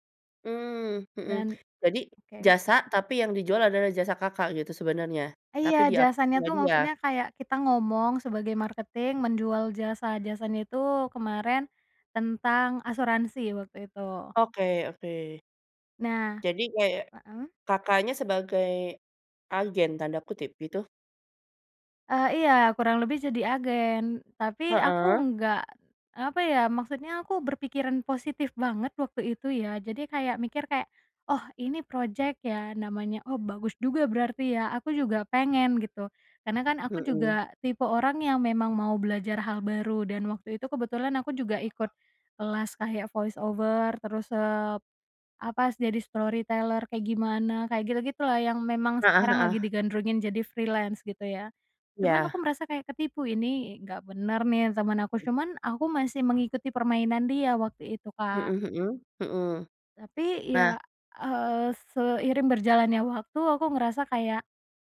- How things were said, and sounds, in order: in English: "marketing"; tapping; other background noise; in English: "voice over"; in English: "storyteller"; in English: "freelance"
- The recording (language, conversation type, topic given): Indonesian, podcast, Bagaimana cara kamu memaafkan diri sendiri setelah melakukan kesalahan?